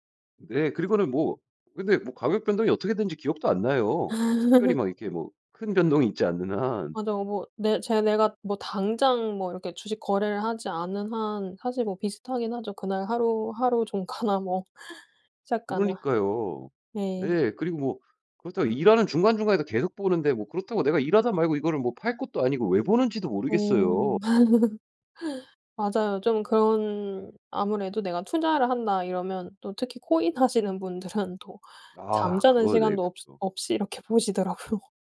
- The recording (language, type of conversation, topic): Korean, podcast, 화면 시간을 줄이려면 어떤 방법을 추천하시나요?
- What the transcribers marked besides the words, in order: tapping; laugh; laughing while speaking: "변동이 있지 않는 한"; laughing while speaking: "종가나"; laugh; laugh; laughing while speaking: "하시는 분들은"; laughing while speaking: "이렇게 보시더라고요"